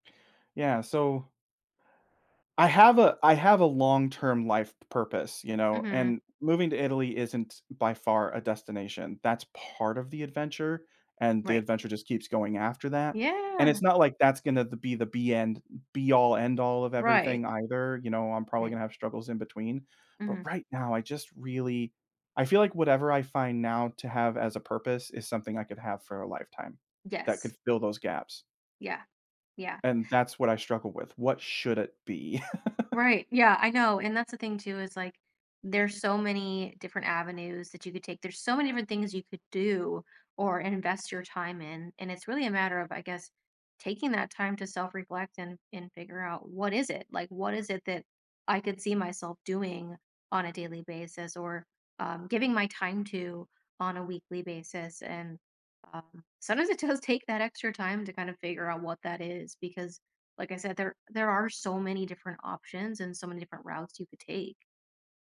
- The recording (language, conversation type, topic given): English, advice, How can I find my life purpose?
- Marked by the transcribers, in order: stressed: "part"; laugh; laughing while speaking: "does"